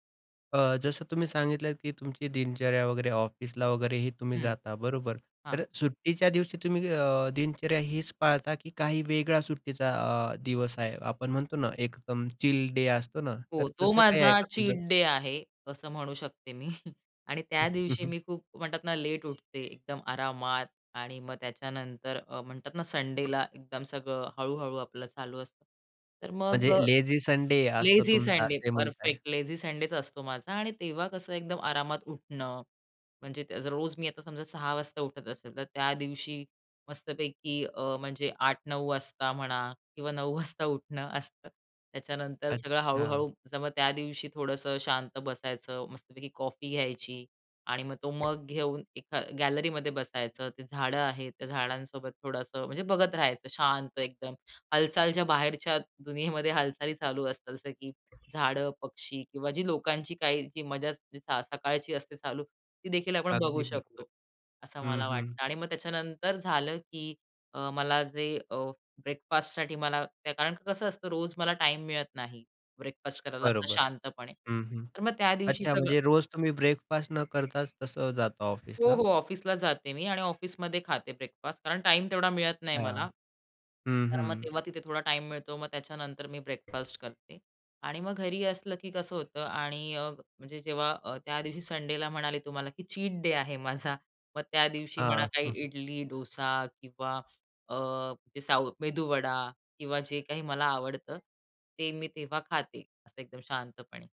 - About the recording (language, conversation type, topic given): Marathi, podcast, सकाळी उठल्यावर तुम्ही सर्वात आधी काय करता?
- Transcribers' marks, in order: chuckle; tapping; other background noise; in English: "लेझी"; in English: "लेझी"; in English: "लेझी"; laughing while speaking: "किंवा नऊ"; laughing while speaking: "माझा"